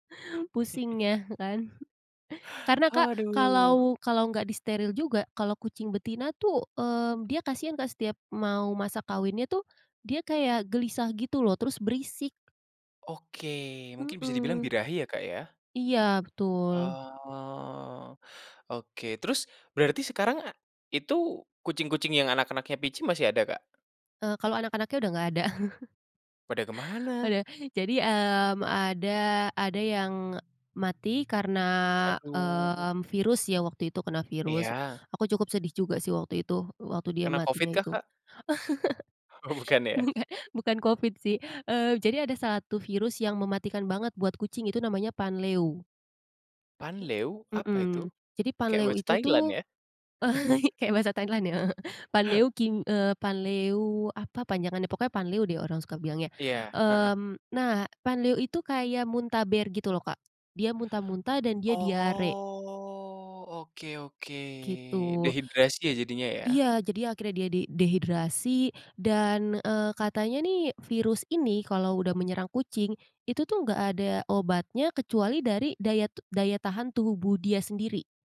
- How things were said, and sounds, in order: chuckle; tapping; drawn out: "Oh"; chuckle; chuckle; laughing while speaking: "Nggak, bukan Covid sih"; laughing while speaking: "Oh bukan"; chuckle; laughing while speaking: "kayak bahasa Thailand ya"; chuckle; drawn out: "Oh"
- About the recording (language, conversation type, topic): Indonesian, podcast, Apa kenangan terbaikmu saat memelihara hewan peliharaan pertamamu?